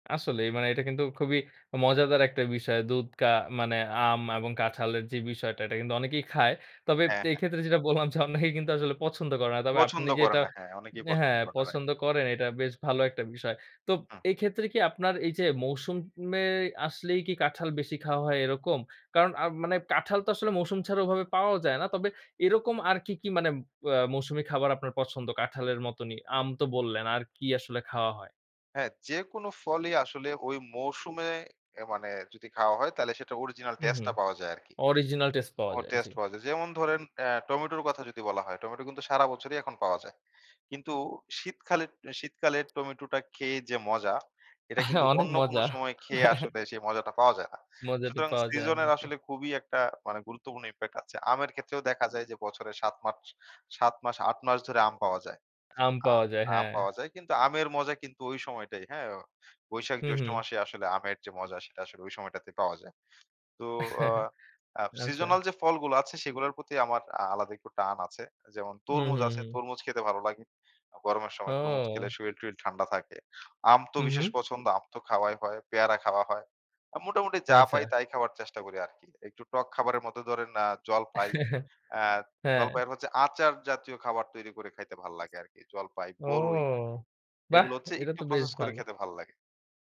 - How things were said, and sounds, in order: other background noise; tapping; chuckle; in English: "impact"; chuckle; "মধ্যে" said as "মদ্দ"; chuckle
- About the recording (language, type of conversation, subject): Bengali, podcast, স্থানীয় মরসুমি খাবার কীভাবে সরল জীবনযাপনে সাহায্য করে?